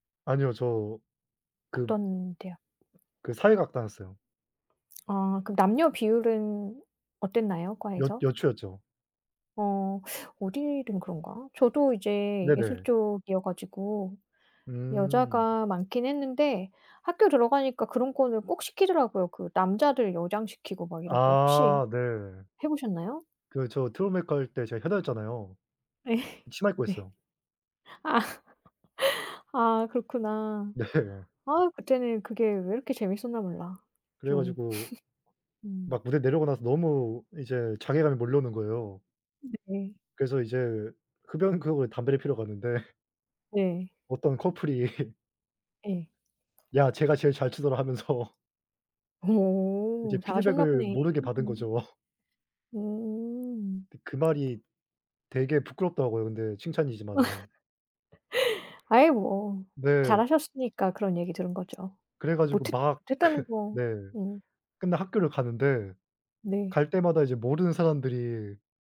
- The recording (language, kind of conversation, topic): Korean, unstructured, 학교에서 가장 행복했던 기억은 무엇인가요?
- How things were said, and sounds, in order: swallow; other background noise; tapping; laughing while speaking: "예"; laughing while speaking: "아"; laugh; laughing while speaking: "네"; laugh; laughing while speaking: "갔는데"; laughing while speaking: "커플이"; laughing while speaking: "하면서"; laughing while speaking: "거죠"; laugh; laugh